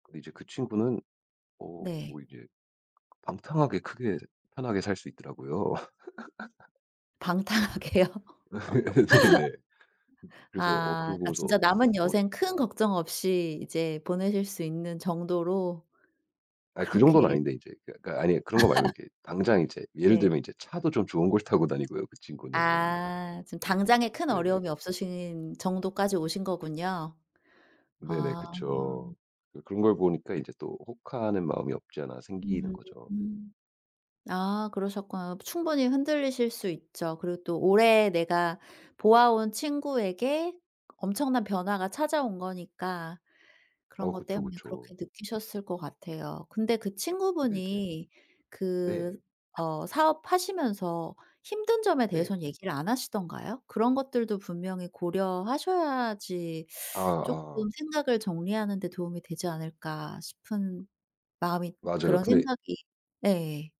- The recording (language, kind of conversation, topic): Korean, advice, 창업을 시작할지 안정된 직장을 계속 다닐지 어떻게 결정해야 할까요?
- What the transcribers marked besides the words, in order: tapping; laugh; laughing while speaking: "방탕하게요?"; laugh; laughing while speaking: "네네"; laugh; other background noise; laugh